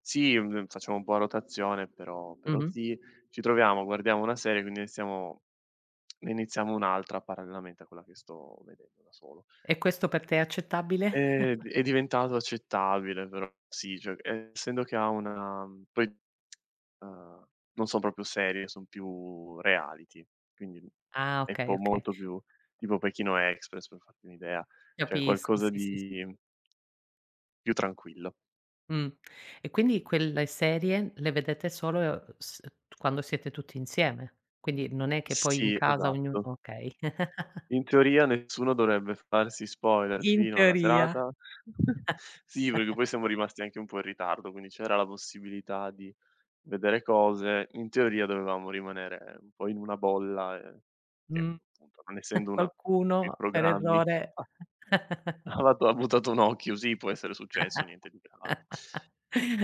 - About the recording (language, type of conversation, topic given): Italian, podcast, Come vivi le maratone di serie TV: le ami o le odi?
- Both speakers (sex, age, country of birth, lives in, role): female, 40-44, Italy, Italy, host; male, 25-29, Italy, Italy, guest
- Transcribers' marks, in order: other background noise; tsk; chuckle; "cioè" said as "ceh"; lip smack; "proprio" said as "propio"; tapping; "Cioè" said as "ceh"; chuckle; chuckle; chuckle; unintelligible speech; chuckle; chuckle